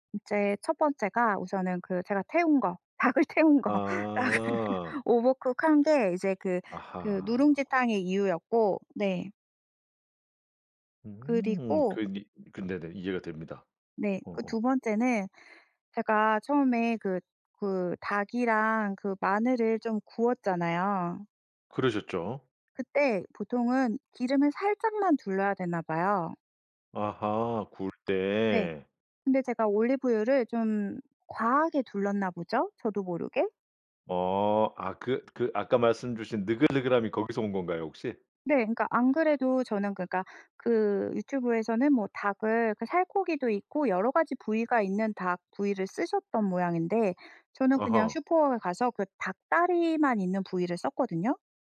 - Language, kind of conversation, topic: Korean, podcast, 실패한 요리 경험을 하나 들려주실 수 있나요?
- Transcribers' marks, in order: laughing while speaking: "닭을 태운 거. 닭을"; in English: "오버쿡"; other background noise